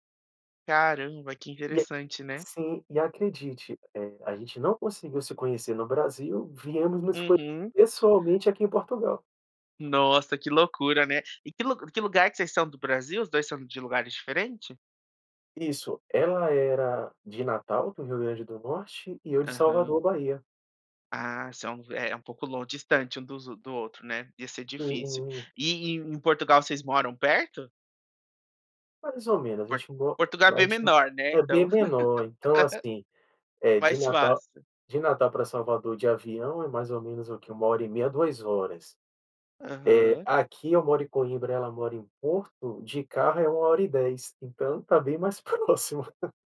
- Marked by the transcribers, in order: tapping; laugh; other noise; chuckle
- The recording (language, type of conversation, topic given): Portuguese, podcast, Você teve algum encontro por acaso que acabou se tornando algo importante?